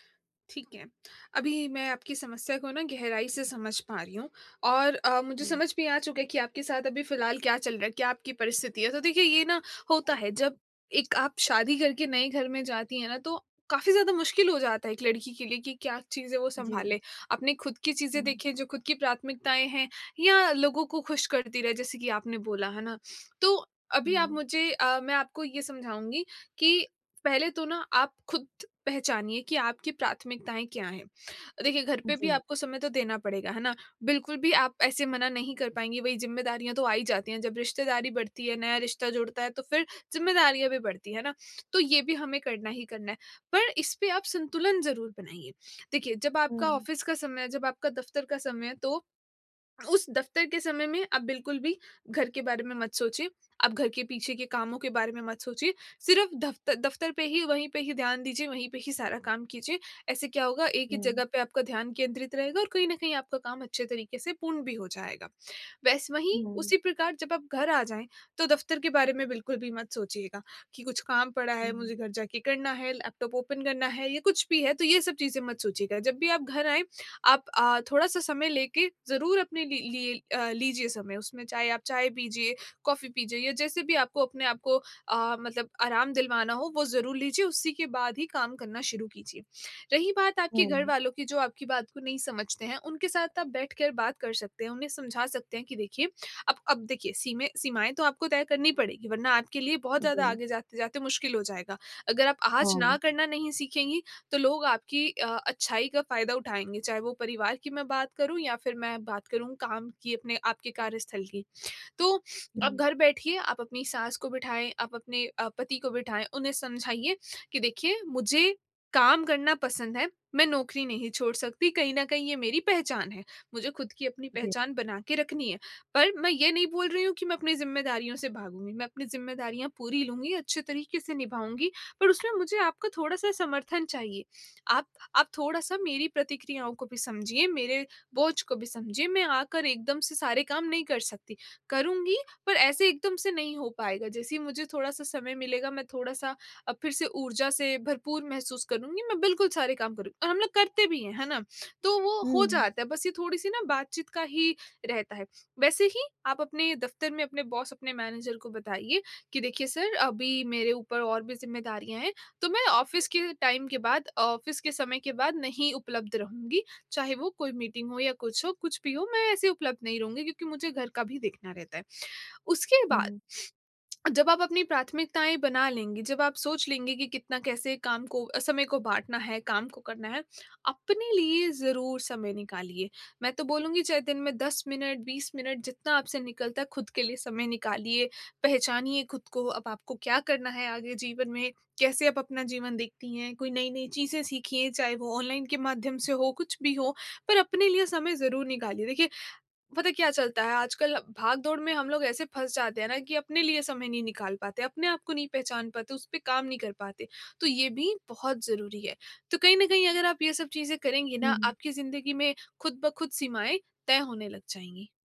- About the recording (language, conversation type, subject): Hindi, advice, बॉस और परिवार के लिए सीमाएँ तय करना और 'ना' कहना
- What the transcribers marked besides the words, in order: in English: "ऑफिस"; in English: "ओपन"; sniff; in English: "बॉस"; in English: "मैनेजर"; in English: "ऑफिस"; in English: "टाइम"; in English: "ऑफिस"; sniff; tongue click